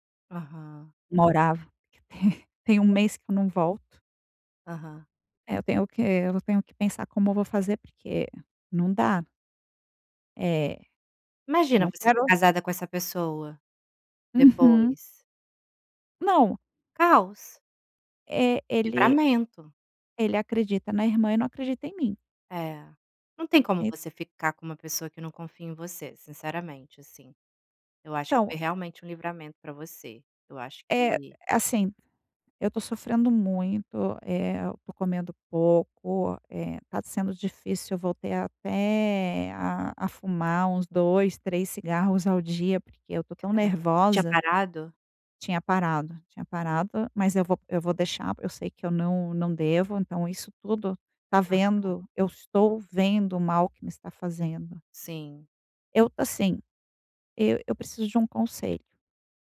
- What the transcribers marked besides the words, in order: chuckle; other background noise; tapping
- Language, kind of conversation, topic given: Portuguese, advice, Como posso lidar com um término recente e a dificuldade de aceitar a perda?